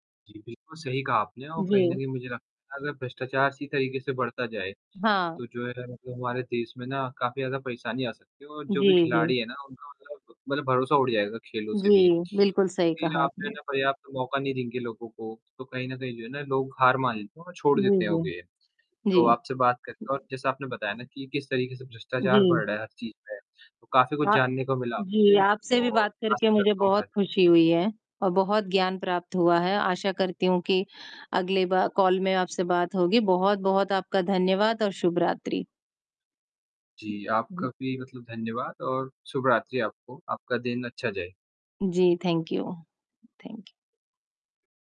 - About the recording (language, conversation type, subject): Hindi, unstructured, क्या आपको लगता है कि खेलों में भ्रष्टाचार बढ़ रहा है?
- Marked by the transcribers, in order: static; distorted speech; tapping; in English: "कॉल"; other noise; in English: "थैंक यू थैंक यू"